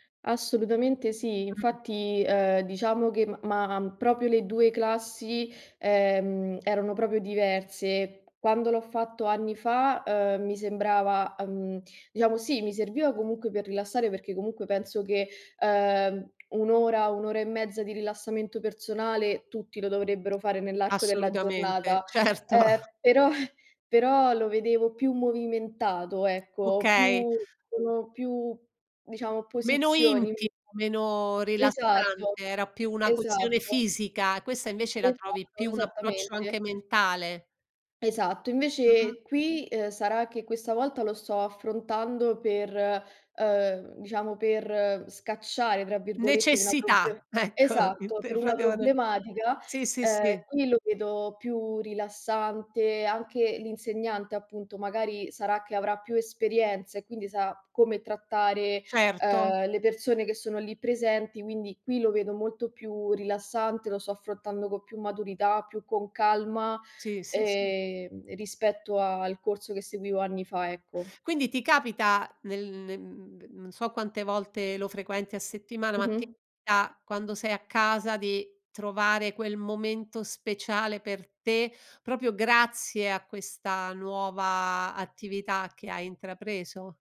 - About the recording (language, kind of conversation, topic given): Italian, podcast, Qual è un’attività che ti rilassa davvero e perché?
- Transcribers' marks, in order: "proprio" said as "propio"; "proprio" said as "propio"; laughing while speaking: "certo"; laughing while speaking: "però"; laughing while speaking: "ecco"; unintelligible speech; "affrontando" said as "affrotando"; tapping; "capita" said as "pita"; "proprio" said as "propio"